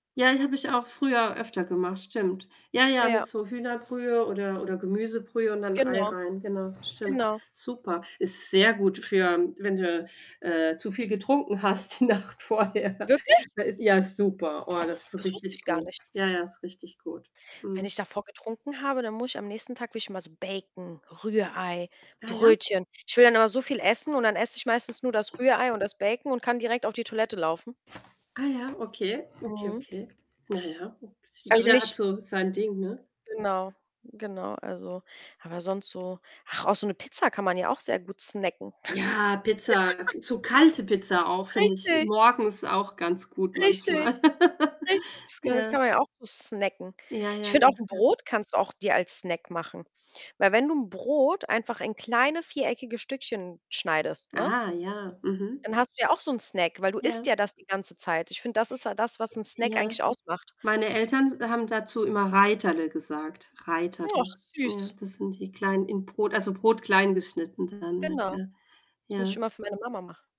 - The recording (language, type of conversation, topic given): German, unstructured, Magst du lieber süße oder salzige Snacks?
- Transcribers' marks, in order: other background noise; distorted speech; laughing while speaking: "hast die Nacht vorher"; surprised: "Wirklich?"; giggle; laugh